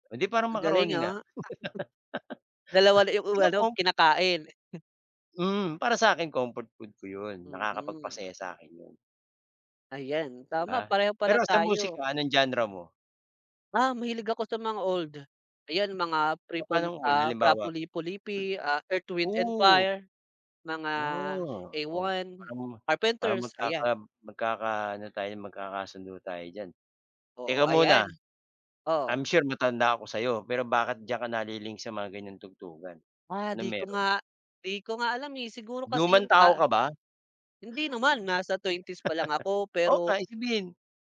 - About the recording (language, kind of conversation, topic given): Filipino, unstructured, Paano ka nagpapahinga matapos ang mahirap na araw?
- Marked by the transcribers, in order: chuckle; laugh; fan; in English: "genre"; "Fra" said as "Frappo"; other background noise; laugh